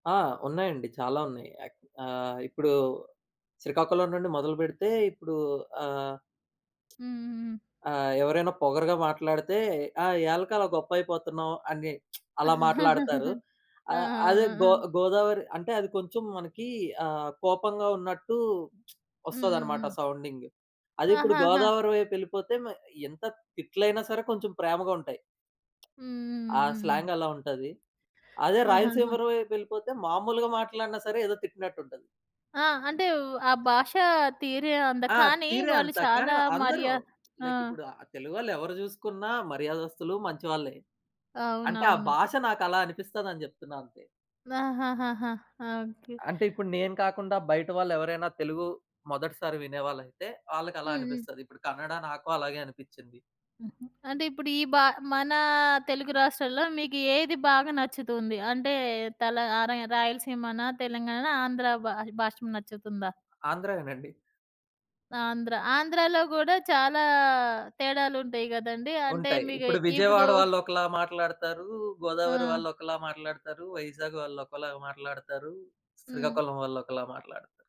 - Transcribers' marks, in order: other background noise; lip smack; laugh; lip smack; in English: "సౌండింగ్"; in English: "స్లాంగ్"; in English: "లైక్"
- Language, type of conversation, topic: Telugu, podcast, మీరు మీ కుటుంబ భాషను ఎలా నిలబెట్టుకున్నారు?